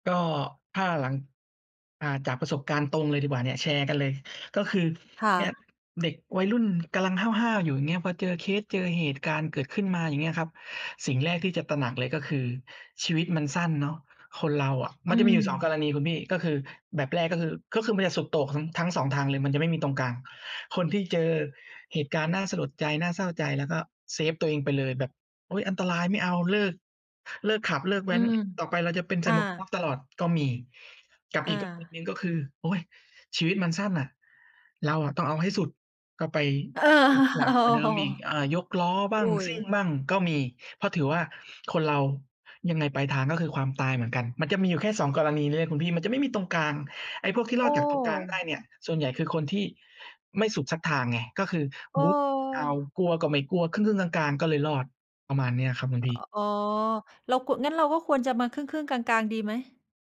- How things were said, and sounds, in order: laughing while speaking: "เออ โอ้โฮ"
- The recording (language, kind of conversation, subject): Thai, unstructured, คุณคิดว่าการยอมรับความตายช่วยให้เราใช้ชีวิตได้ดีขึ้นไหม?